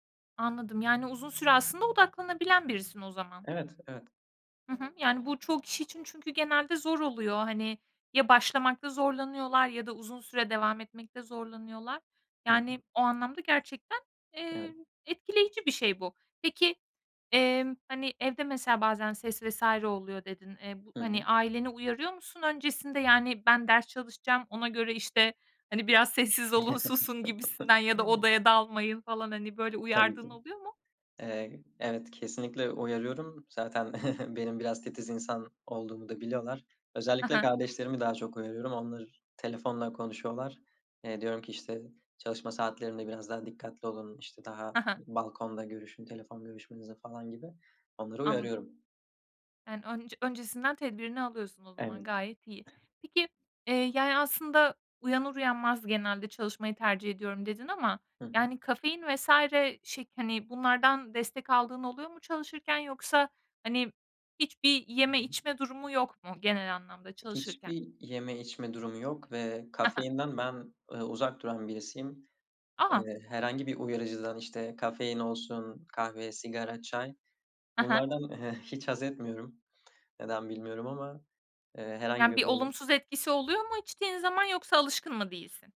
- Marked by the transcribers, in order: laughing while speaking: "biraz sessiz olun, susun gibisinden ya da odaya dalmayın falan"; chuckle; other background noise; chuckle; tsk
- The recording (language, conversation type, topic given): Turkish, podcast, Evde odaklanmak için ortamı nasıl hazırlarsın?